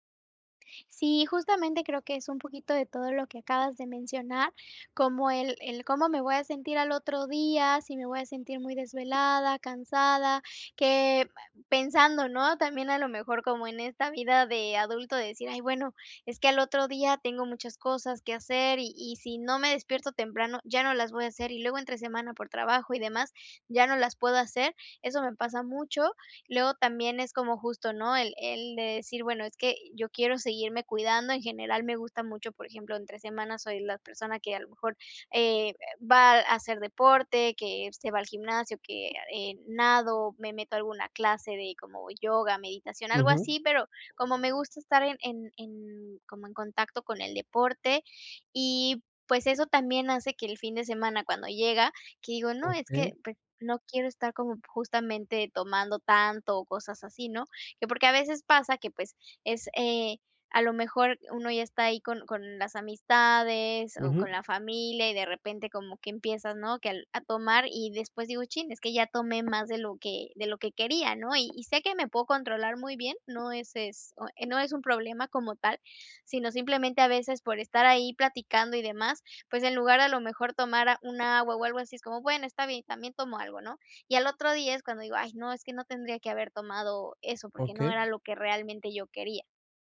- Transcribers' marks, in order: tapping
- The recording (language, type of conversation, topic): Spanish, advice, ¿Cómo puedo equilibrar la diversión con mi bienestar personal?